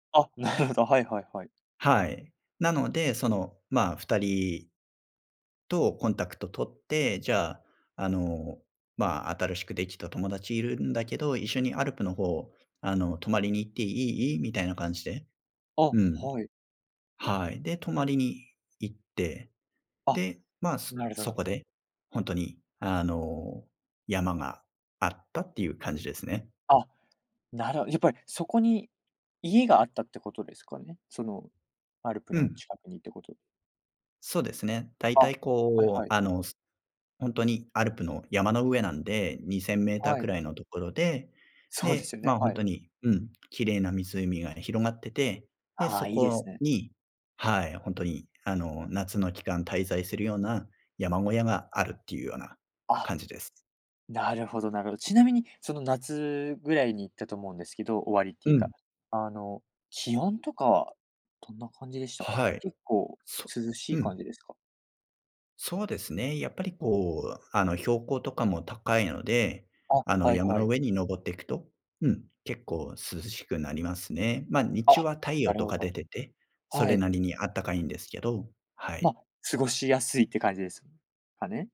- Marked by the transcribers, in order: laughing while speaking: "なるほど"
- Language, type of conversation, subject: Japanese, podcast, 最近の自然を楽しむ旅行で、いちばん心に残った瞬間は何でしたか？